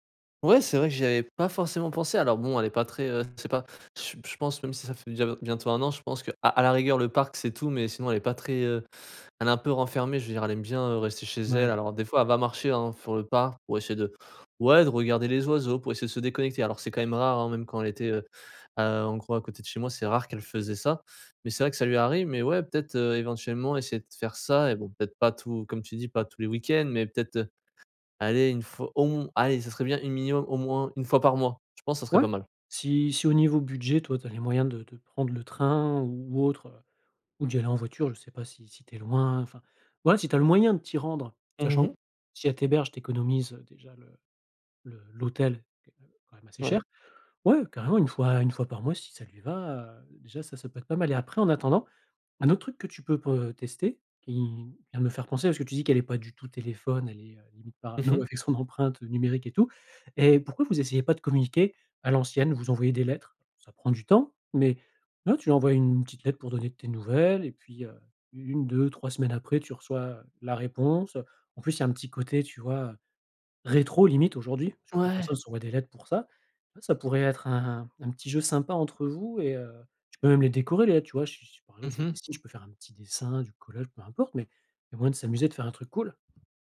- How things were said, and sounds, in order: other background noise; laughing while speaking: "parano avec son empreinte, heu, numérique"; tapping
- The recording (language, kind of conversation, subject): French, advice, Comment puis-je rester proche de mon partenaire malgré une relation à distance ?